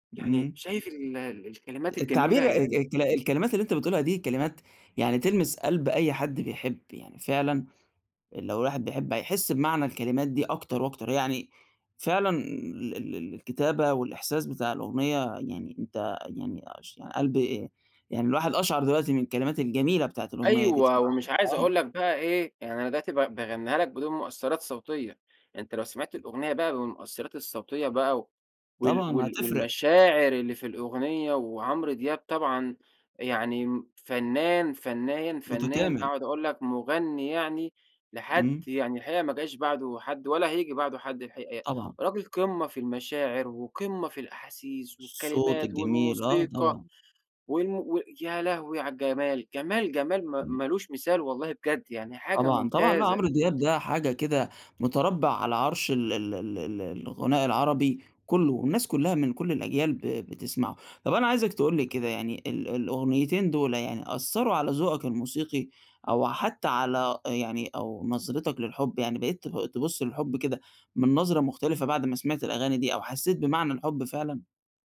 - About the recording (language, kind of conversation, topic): Arabic, podcast, إيه الأغنية اللي بتفكّرك بأول حب؟
- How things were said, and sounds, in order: tapping